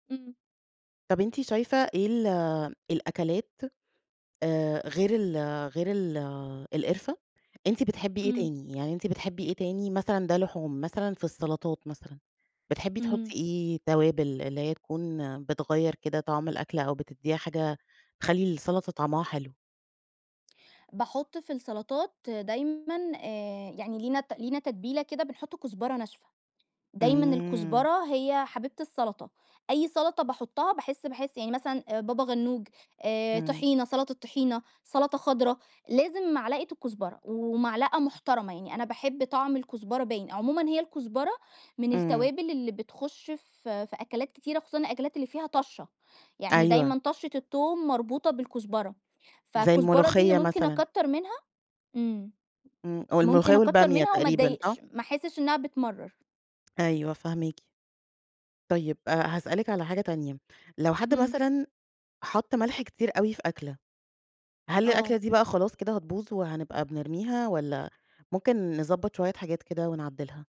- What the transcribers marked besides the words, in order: none
- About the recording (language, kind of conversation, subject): Arabic, podcast, إيه أسرار البهارات اللي بتغيّر طعم الأكلة؟